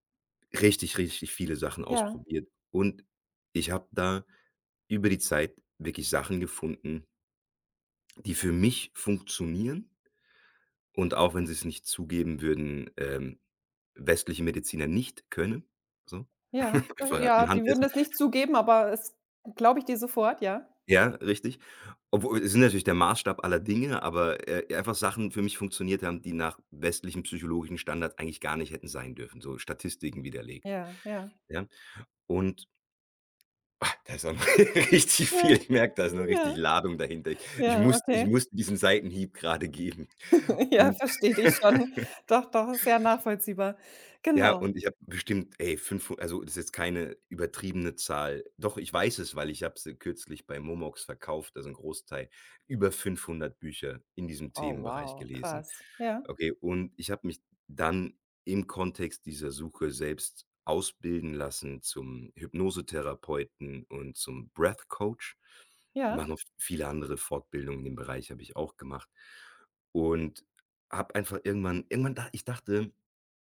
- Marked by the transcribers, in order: snort; other background noise; exhale; laughing while speaking: "richtig viel"; put-on voice: "Mhm, hm, ja"; laugh; laughing while speaking: "Ja, verstehe dich schon"; laugh; in English: "Breath Coach"; tapping
- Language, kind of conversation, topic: German, advice, Wie blockiert Prokrastination deinen Fortschritt bei wichtigen Zielen?